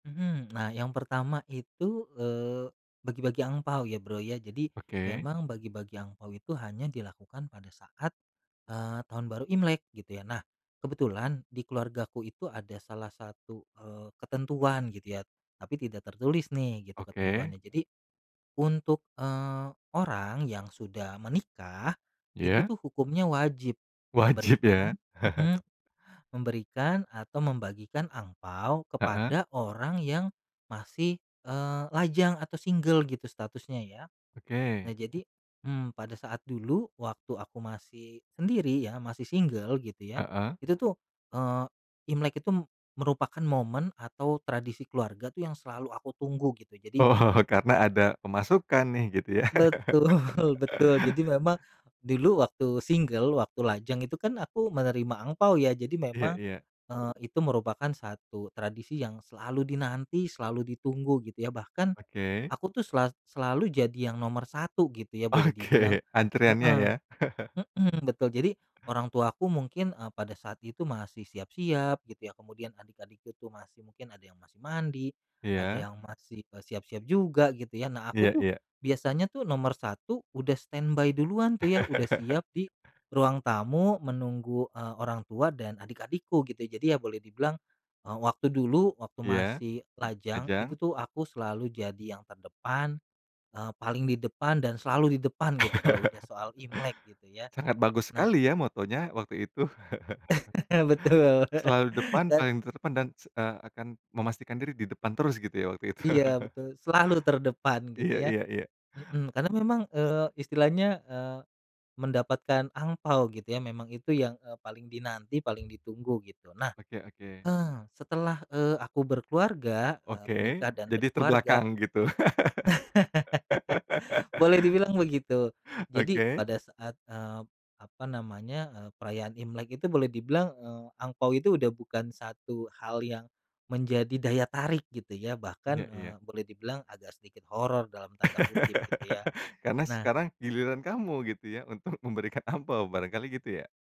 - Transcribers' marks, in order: chuckle; laughing while speaking: "Oh"; laughing while speaking: "Betul"; chuckle; laughing while speaking: "Oke"; chuckle; in English: "standby"; chuckle; chuckle; chuckle; laughing while speaking: "Betul"; chuckle; laughing while speaking: "itu"; chuckle; laugh; laugh; laughing while speaking: "untuk memberikan angpao"
- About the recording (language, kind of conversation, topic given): Indonesian, podcast, Ada tradisi keluarga yang makin kamu hargai sekarang?